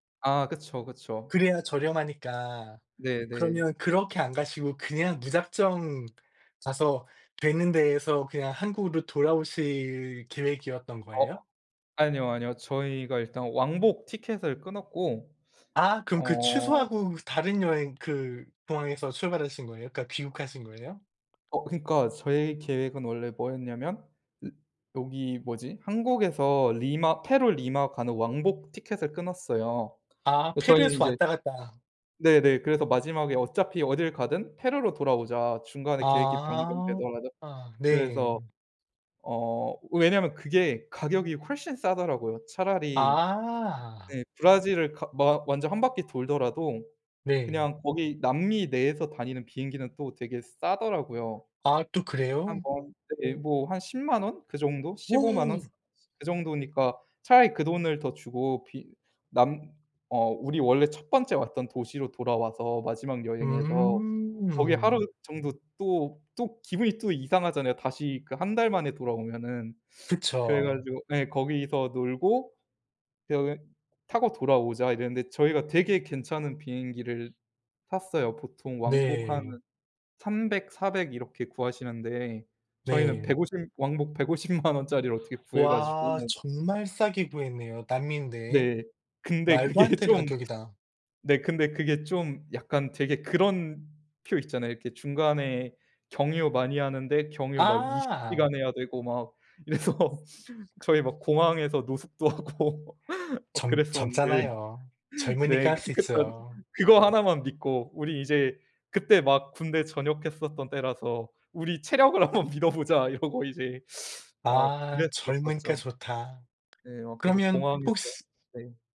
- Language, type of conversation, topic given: Korean, unstructured, 가장 행복했던 가족 여행의 기억을 들려주실 수 있나요?
- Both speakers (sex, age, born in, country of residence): male, 25-29, South Korea, South Korea; male, 45-49, South Korea, United States
- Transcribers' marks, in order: other noise; unintelligible speech; gasp; other background noise; laughing while speaking: "백오십 만 원짜리를"; laughing while speaking: "그게 좀"; laughing while speaking: "이래서. 저희 막 공항에서 노숙도 하고 막 그랬었는데"; tapping; laugh; laughing while speaking: "우리 체력을 한 번 믿어보자"